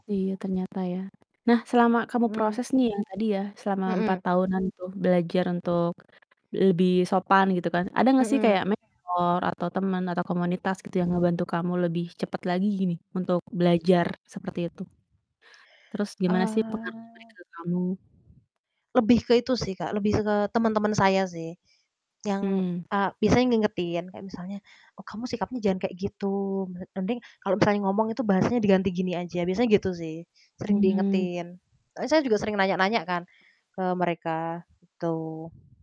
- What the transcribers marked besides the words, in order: other background noise; static; distorted speech; drawn out: "Ah"; "mending" said as "ending"
- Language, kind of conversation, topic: Indonesian, podcast, Pengalaman apa yang mengubah cara pandang hidupmu?